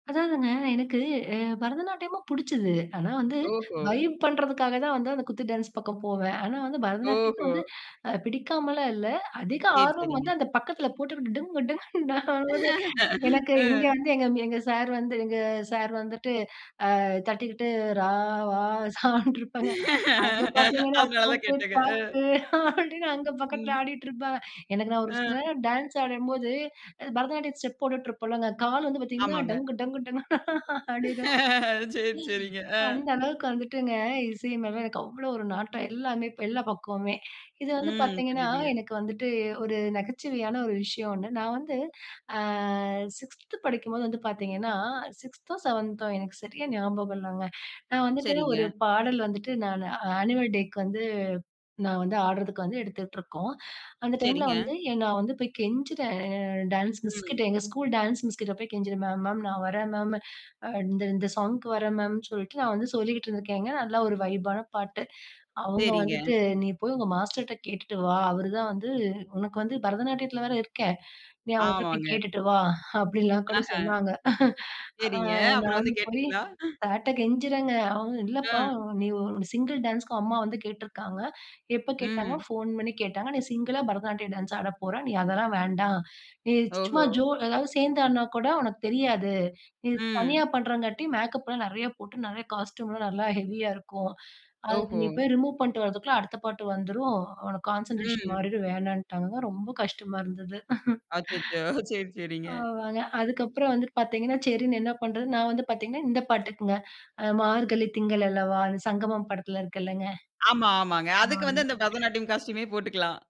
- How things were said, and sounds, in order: in English: "வைப்"; laughing while speaking: "டிங்குன்னு ஆவுது"; laugh; singing: "ரா வா சான்டு"; laughing while speaking: "அதனால தான் கேட்டங்க"; laughing while speaking: "அப்டின்னு அங்க பக்கத்துல ஆடிட்டு இருப்பாங்க"; in English: "ஸ்டெப்"; laughing while speaking: "சரி. சரிங்க. அ"; in English: "சிக்ஸ்த்"; in English: "சிக்ஸ்தோ செவன்த்தோ"; in English: "ஆனிவல் டேக்கு"; in English: "வைப்பான"; chuckle; in English: "சிங்கிள் டான்ஸ்க்கு"; in English: "சிங்கிளா"; in English: "மேக்கப்"; in English: "காஸ்டியூம்லாம்"; in English: "ஹெவியா"; in English: "ரிமூவ்"; in English: "கான்சன்ட்ரேஷன்"; chuckle; in English: "காஸ்ட்யூமே"
- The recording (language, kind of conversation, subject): Tamil, podcast, உங்கள் இசைச் சுவை காலப்போக்கில் எப்படி மாறியது?